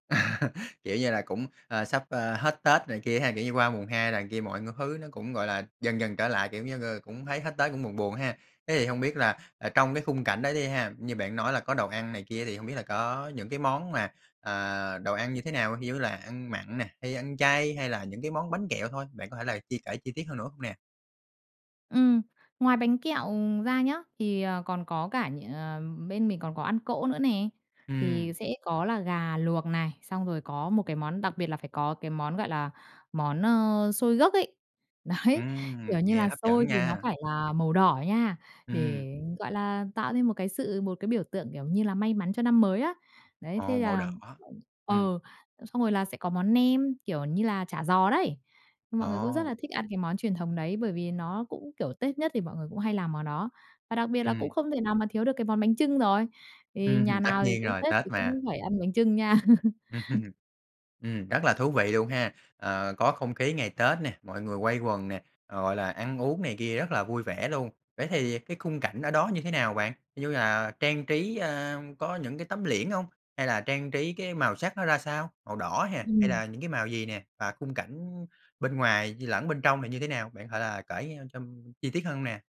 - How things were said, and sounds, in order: laugh; laughing while speaking: "Đấy"; tapping; other background noise; unintelligible speech; laugh
- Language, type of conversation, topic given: Vietnamese, podcast, Bạn có thể kể về một truyền thống gia đình mà đến nay vẫn được duy trì không?
- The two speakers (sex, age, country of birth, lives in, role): female, 30-34, Vietnam, Vietnam, guest; male, 30-34, Vietnam, Vietnam, host